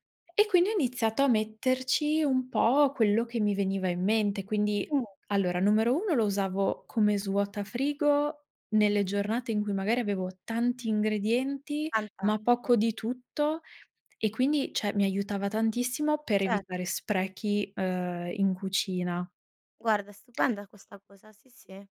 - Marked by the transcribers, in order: "cioè" said as "ceh"; tapping
- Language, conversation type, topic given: Italian, podcast, Cosa ti spinge a cucinare invece di ordinare da asporto?